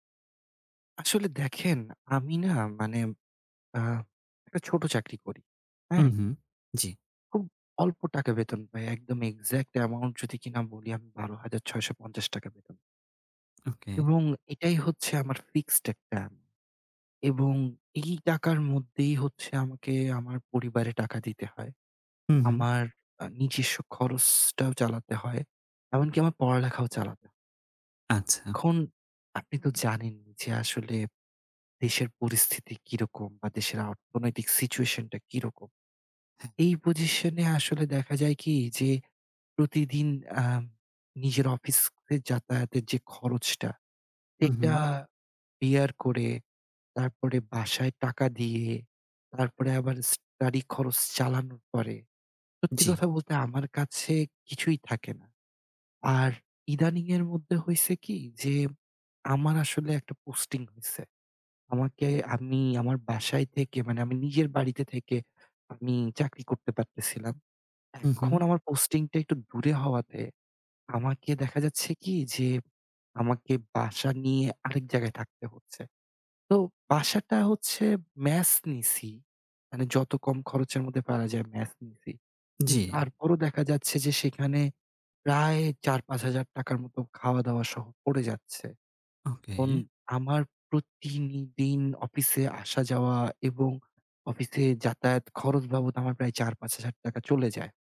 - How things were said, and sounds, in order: other background noise; tapping; "প্রতি" said as "প্রতিনি"
- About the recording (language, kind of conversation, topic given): Bengali, advice, বাড়তি জীবনযাত্রার খরচে আপনার আর্থিক দুশ্চিন্তা কতটা বেড়েছে?
- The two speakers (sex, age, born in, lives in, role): male, 30-34, Bangladesh, Bangladesh, user; male, 30-34, Bangladesh, Germany, advisor